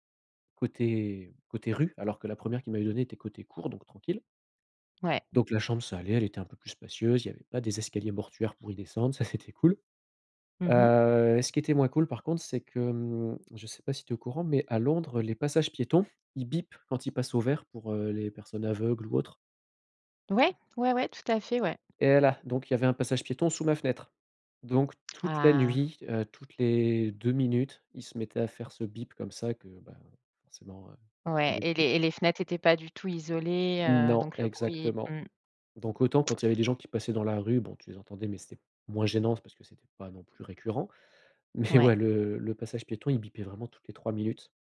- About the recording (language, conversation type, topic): French, podcast, Peux-tu raconter une galère de voyage dont tu as ri après ?
- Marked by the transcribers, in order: stressed: "rue"; chuckle